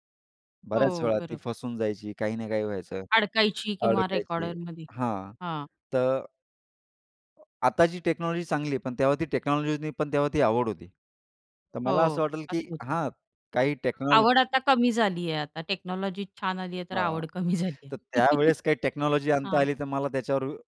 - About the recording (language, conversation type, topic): Marathi, podcast, जुनं गाणं ऐकताना कोणती आठवण परत येते?
- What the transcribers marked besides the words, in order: other background noise; in English: "टेक्नॉलॉजी"; in English: "टेक्नॉलॉजी"; in English: "टेक्नॉलॉजी"; in English: "टेक्नॉलॉजी"; chuckle